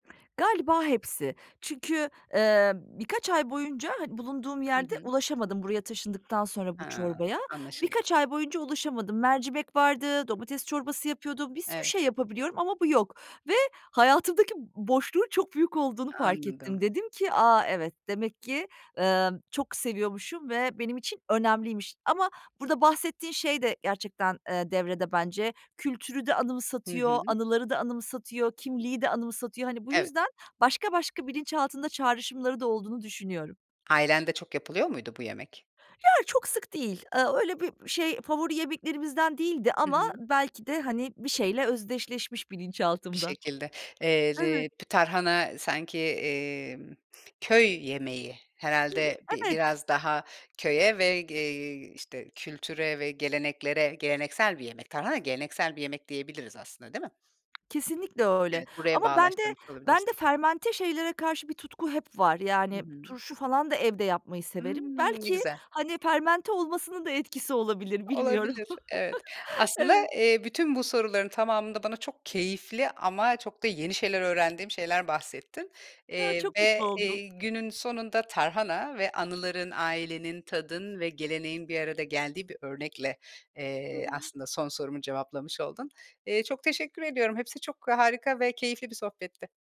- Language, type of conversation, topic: Turkish, podcast, Yemekler senin için ne ifade ediyor?
- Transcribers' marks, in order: other background noise; laughing while speaking: "hayatımdaki"; stressed: "köy"; tapping; drawn out: "Imm"; laughing while speaking: "bilmiyorum. Evet"; chuckle; joyful: "Hıı. Çok mutlu oldum"